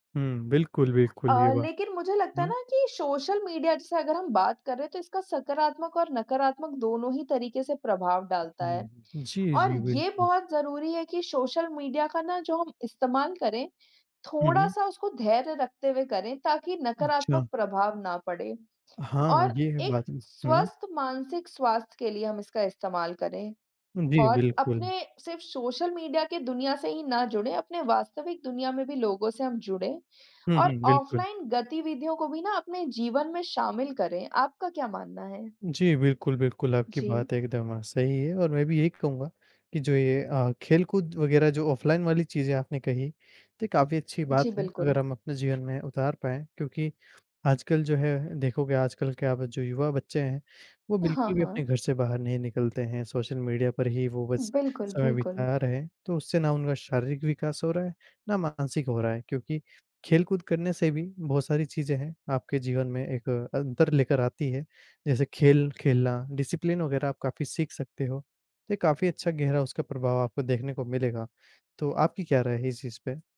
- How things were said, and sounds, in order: tapping; other background noise; in English: "डिसिप्लिन"
- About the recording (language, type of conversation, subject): Hindi, unstructured, क्या सोशल मीडिया का आपकी मानसिक सेहत पर असर पड़ता है?